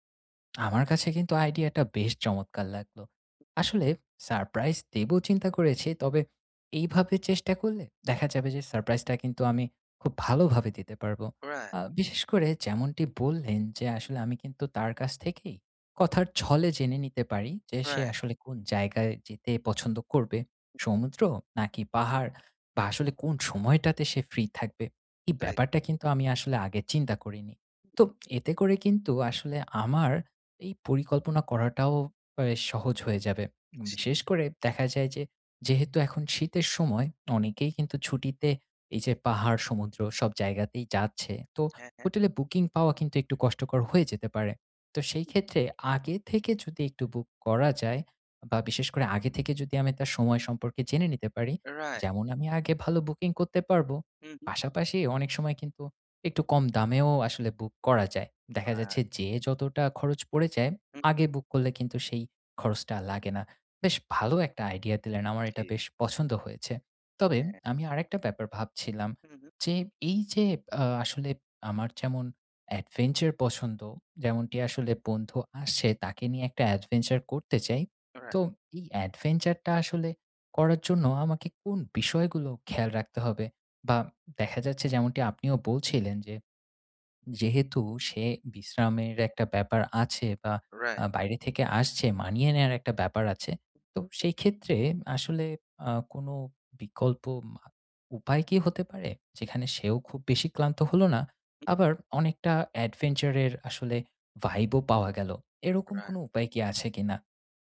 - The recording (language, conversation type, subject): Bengali, advice, ছুটি পরিকল্পনা করতে গিয়ে মানসিক চাপ কীভাবে কমাব এবং কোথায় যাব তা কীভাবে ঠিক করব?
- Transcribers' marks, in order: unintelligible speech; in English: "vibe"